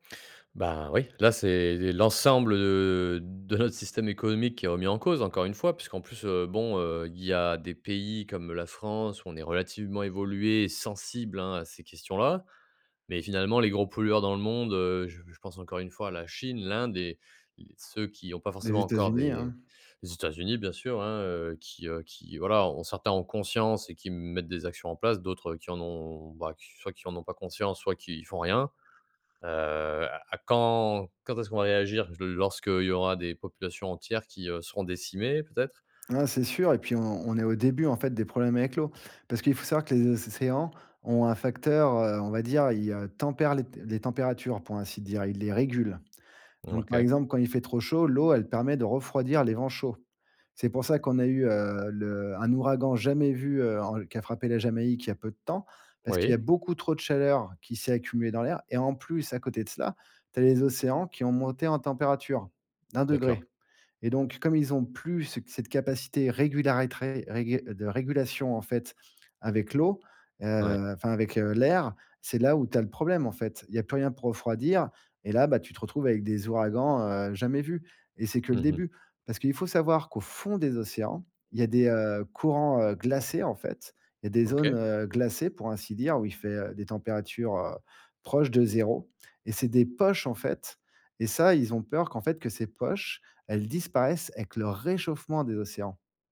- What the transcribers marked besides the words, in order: drawn out: "ont"; "océans" said as "Océcéans"; "régulatrice" said as "régularétré"; stressed: "fond"; stressed: "réchauffement"
- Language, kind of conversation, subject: French, podcast, Peux-tu nous expliquer le cycle de l’eau en termes simples ?